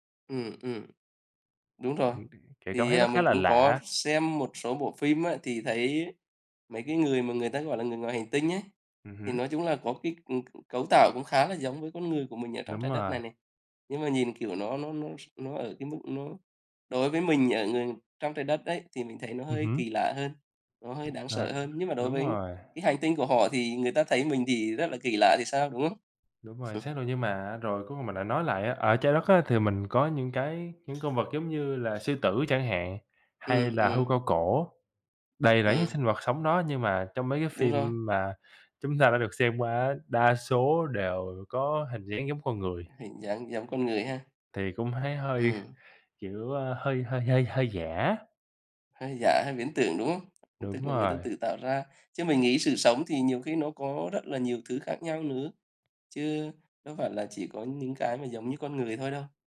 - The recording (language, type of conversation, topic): Vietnamese, unstructured, Bạn có ngạc nhiên khi nghe về những khám phá khoa học liên quan đến vũ trụ không?
- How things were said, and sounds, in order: unintelligible speech; other background noise; chuckle; tapping